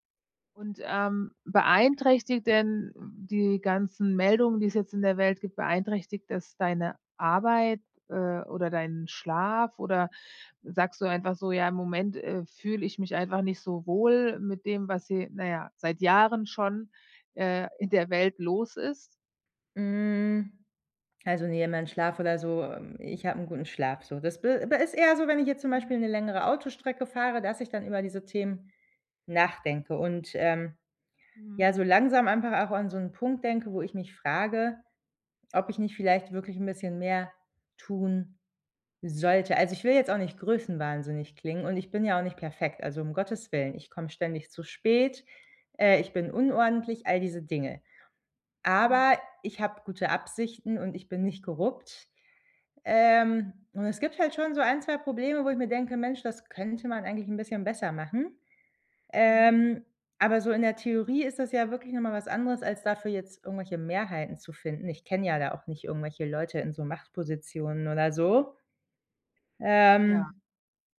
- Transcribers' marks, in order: other background noise; unintelligible speech
- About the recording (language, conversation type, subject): German, advice, Wie kann ich emotionale Überforderung durch ständige Katastrophenmeldungen verringern?